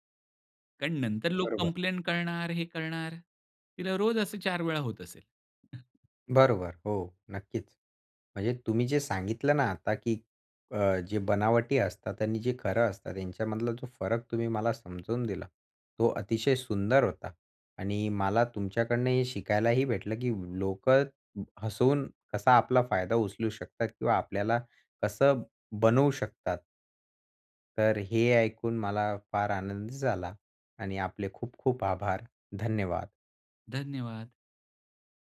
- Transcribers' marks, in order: chuckle
- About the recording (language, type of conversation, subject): Marathi, podcast, खऱ्या आणि बनावट हसण्यातला फरक कसा ओळखता?